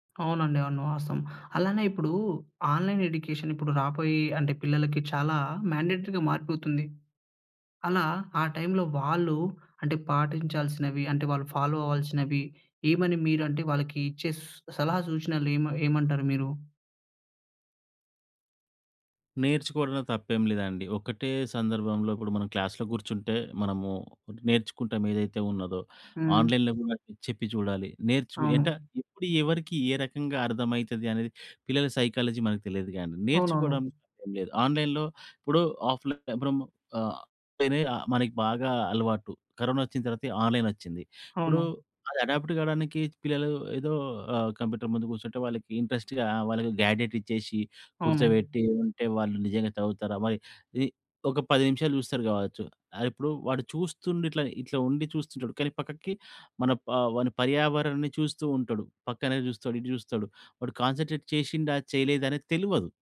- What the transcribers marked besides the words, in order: in English: "ఆన్‌లైన్ ఎడ్యుకేషన్"; in English: "మ్యాన్‌డేటరీగా"; in English: "ఫాలో"; in English: "క్లాస్‌లో"; in English: "ఆన్‍లైన్‍లో"; in English: "సైకాలజీ"; in English: "ఆన్‍లైన్‍లో"; in English: "ఆఫ్‍లైన్"; in English: "ఆన్‍లైన్"; in English: "అడాప్ట్"; in English: "ఇంట్రెస్ట్‌గా"; in English: "గ్యాడెట్"; in English: "కాన్సంట్రేట్"
- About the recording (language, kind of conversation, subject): Telugu, podcast, ఆన్‌లైన్ విద్య రాబోయే కాలంలో పిల్లల విద్యను ఎలా మార్చేస్తుంది?